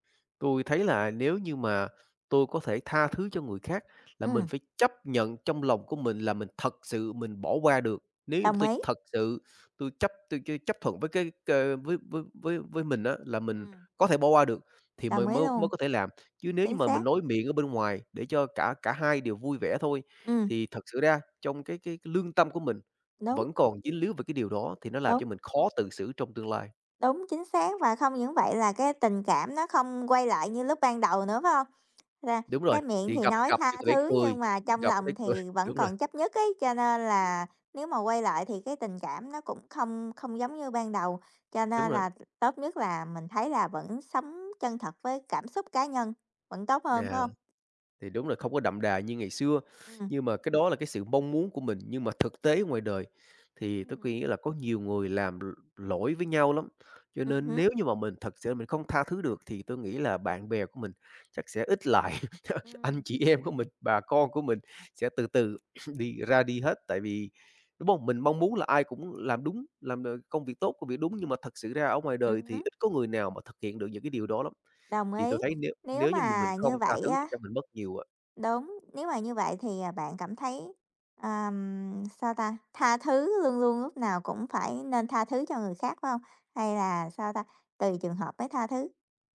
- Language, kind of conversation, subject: Vietnamese, unstructured, Có nên tha thứ cho người thân sau khi họ làm tổn thương mình không?
- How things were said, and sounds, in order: tapping; laughing while speaking: "cười"; other background noise; other noise; sniff; laugh; sniff